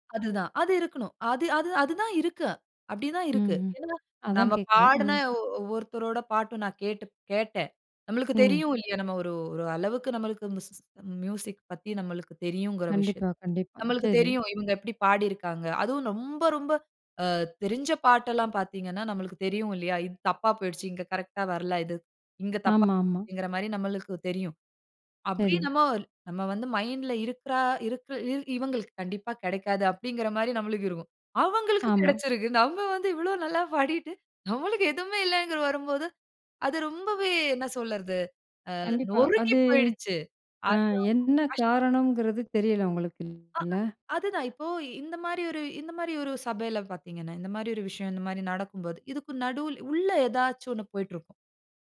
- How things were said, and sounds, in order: laughing while speaking: "அவங்களுக்கு கிடைச்சிருக்கு. நம்ம வந்து இவ்வளோ நல்லா பாடிட்டு"; sad: "ஆ நொறுங்கி போயிடுச்சு"; other background noise
- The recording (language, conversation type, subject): Tamil, podcast, ஒரு மிகப் பெரிய தோல்வியிலிருந்து நீங்கள் கற்றுக்கொண்ட மிக முக்கியமான பாடம் என்ன?